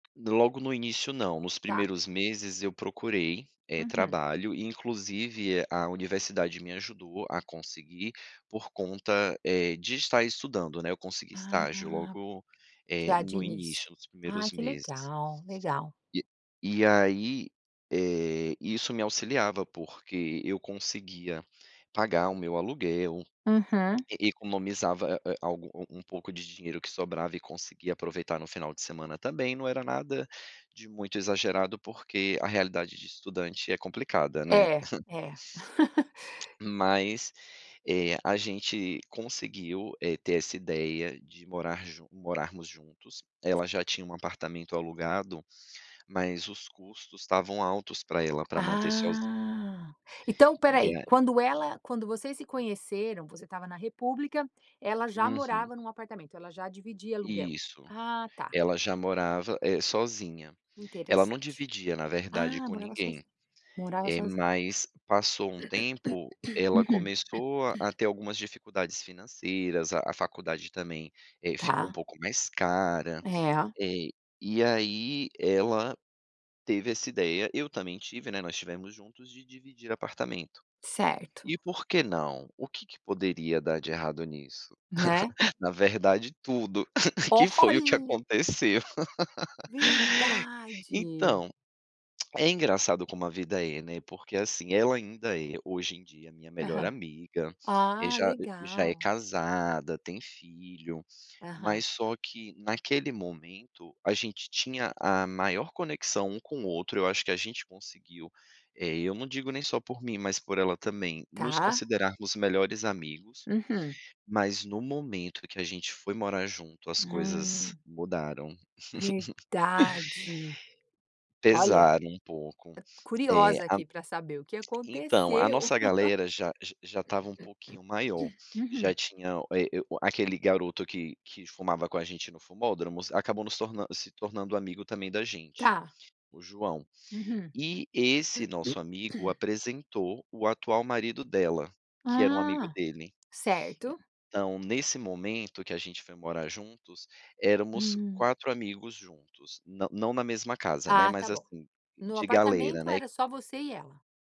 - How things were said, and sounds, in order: tapping; chuckle; laugh; other background noise; throat clearing; throat clearing; giggle; laugh; tongue click; giggle; other noise; laugh; throat clearing; throat clearing
- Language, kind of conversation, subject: Portuguese, podcast, Como você faz amigos depois de mudar de cidade?